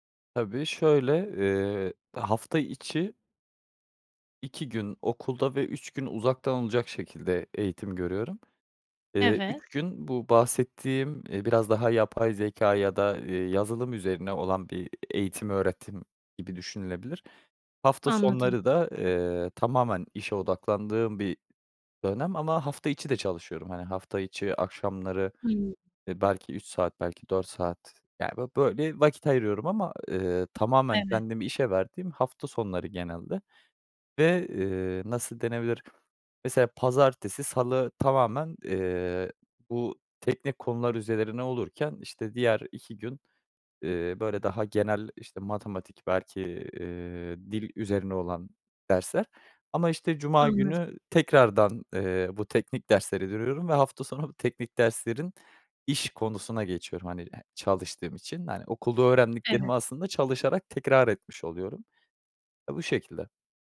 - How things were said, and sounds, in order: other background noise
- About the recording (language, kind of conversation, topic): Turkish, advice, Çoklu görev tuzağı: hiçbir işe derinleşememe